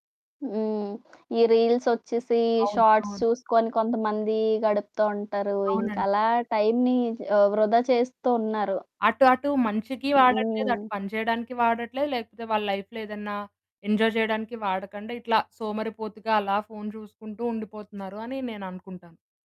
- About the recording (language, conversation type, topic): Telugu, podcast, పని మరియు వ్యక్తిగత జీవితం మధ్య సమతుల్యాన్ని మీరు ఎలా నిలుపుకుంటారు?
- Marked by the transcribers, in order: in English: "రీల్స్"; static; in English: "షార్ట్స్"; other background noise; in English: "లైఫ్‌లో"; in English: "ఎంజాయ్"